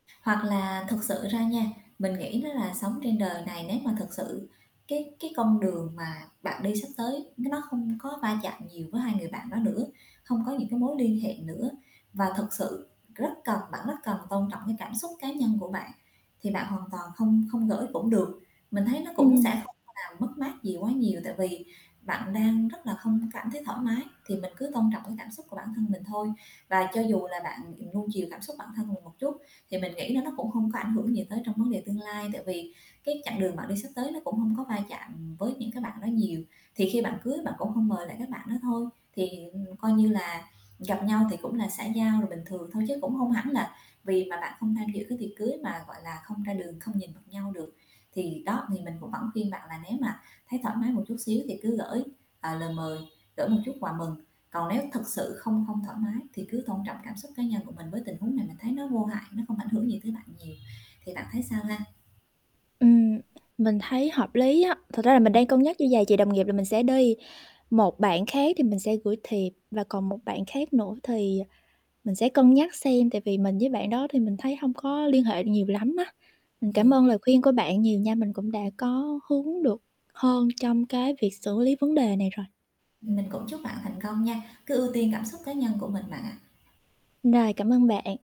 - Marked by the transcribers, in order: static; tapping; distorted speech; horn; other background noise
- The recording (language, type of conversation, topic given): Vietnamese, advice, Làm sao để từ chối lời mời một cách khéo léo mà không làm người khác phật lòng?